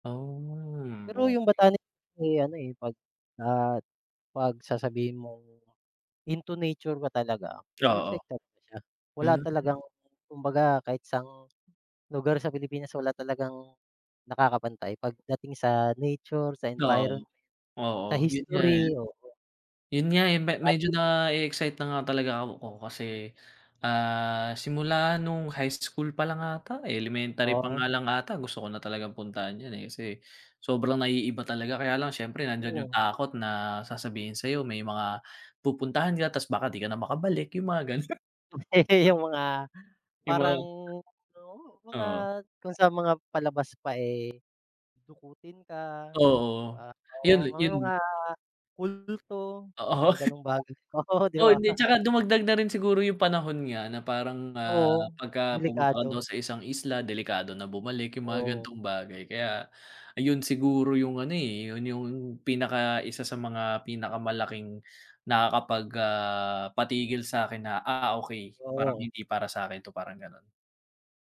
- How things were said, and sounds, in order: other background noise; tapping; alarm; laugh; chuckle
- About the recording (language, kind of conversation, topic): Filipino, unstructured, Ano ang pinaka-kapana-panabik na lugar sa Pilipinas na napuntahan mo?